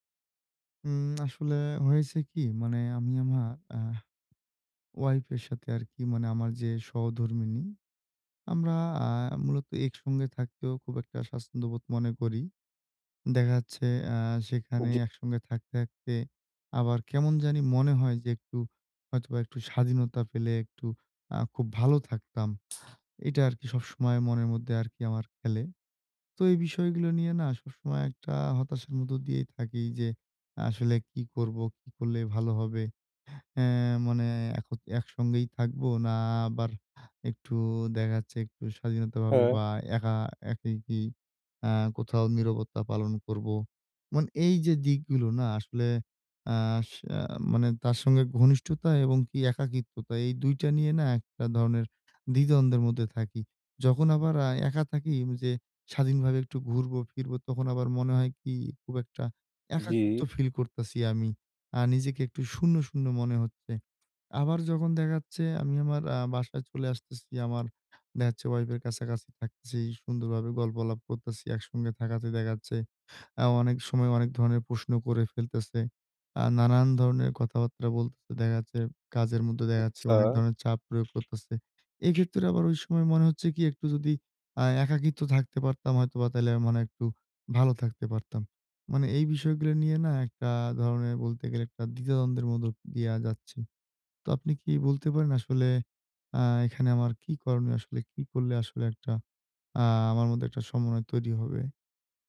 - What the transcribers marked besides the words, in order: in English: "Wife"; tongue click; "একাকিত্ব" said as "একাখিত্ব"; in English: "Wife"; other background noise
- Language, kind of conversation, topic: Bengali, advice, সম্পর্কে স্বাধীনতা ও ঘনিষ্ঠতার মধ্যে কীভাবে ভারসাম্য রাখবেন?